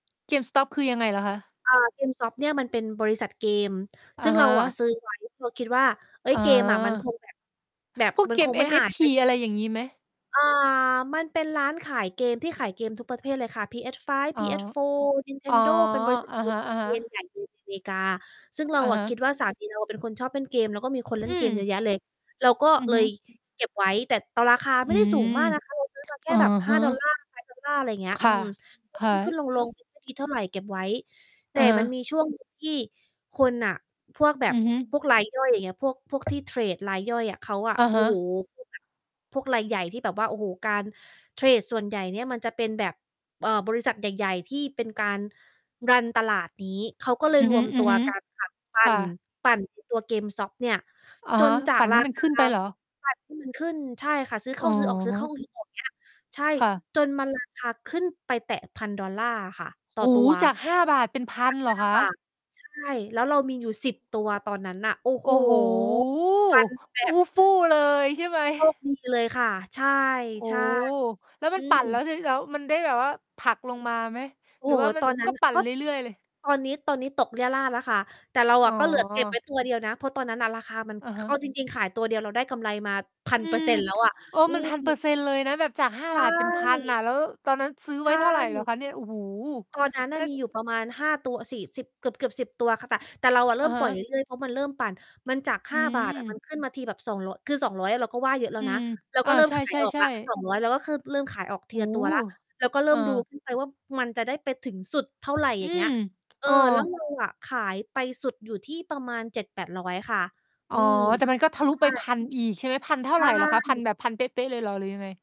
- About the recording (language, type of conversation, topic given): Thai, unstructured, ควรเริ่มวางแผนการเงินตั้งแต่อายุเท่าไหร่?
- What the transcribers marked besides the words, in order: tapping; distorted speech; in English: "เชน"; in English: "Five ดอลลาร์"; other background noise; in English: "รัน"; mechanical hum; background speech